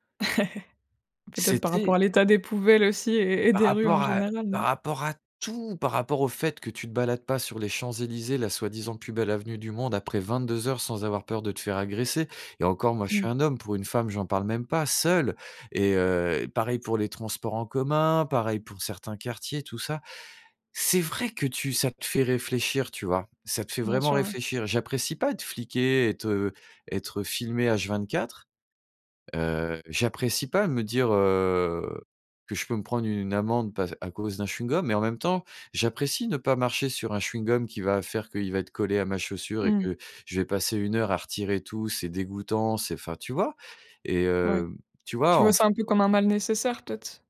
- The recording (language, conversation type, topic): French, podcast, Quel voyage a bouleversé ta vision du monde ?
- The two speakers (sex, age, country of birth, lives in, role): female, 25-29, France, France, host; male, 45-49, France, France, guest
- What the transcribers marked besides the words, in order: chuckle; stressed: "tout"; stressed: "seule"